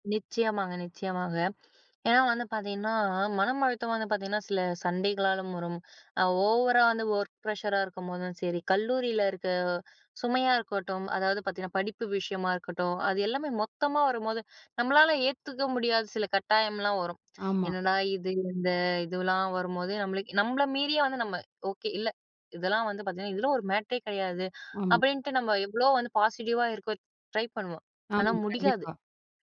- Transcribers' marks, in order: in English: "ஒர்க் ப்ரஷரா"; in English: "மேட்டரே"; in English: "பாசிட்டிவா"
- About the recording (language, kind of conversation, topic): Tamil, podcast, மன அழுத்தமாக இருக்கிறது என்று உங்களுக்கு புரிந்தவுடன் முதலில் நீங்கள் என்ன செய்கிறீர்கள்?